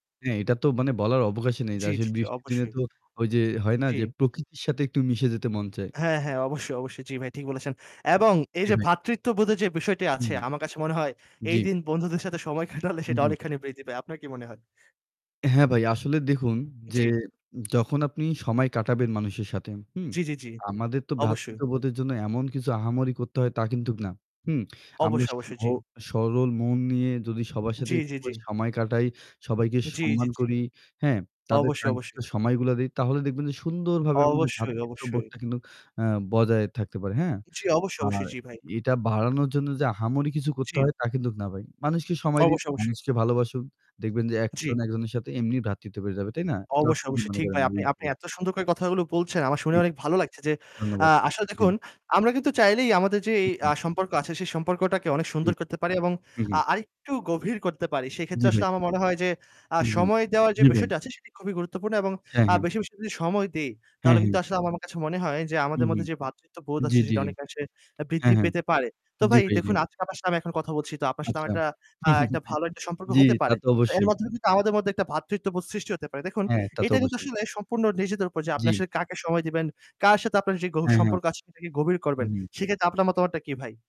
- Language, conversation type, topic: Bengali, unstructured, আপনার মতে, সমাজে ভ্রাতৃত্ববোধ কীভাবে বাড়ানো যায়?
- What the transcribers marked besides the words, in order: static; other background noise; laughing while speaking: "কাটালে"; tapping; "কিন্তু" said as "কিন্তুক"; lip smack; unintelligible speech; distorted speech; "কিন্তু" said as "কিন্তুক"; unintelligible speech; unintelligible speech; unintelligible speech; chuckle; "গভীর" said as "গহু"